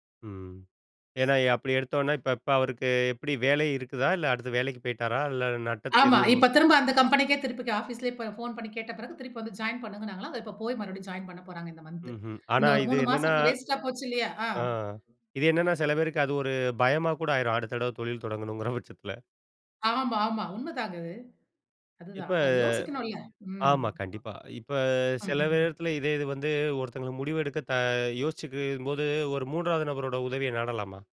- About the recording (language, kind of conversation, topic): Tamil, podcast, பல தேர்வுகள் இருக்கும் போது முடிவு எடுக்க முடியாமல் போனால் நீங்கள் என்ன செய்வீர்கள்?
- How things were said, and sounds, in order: other noise; background speech; chuckle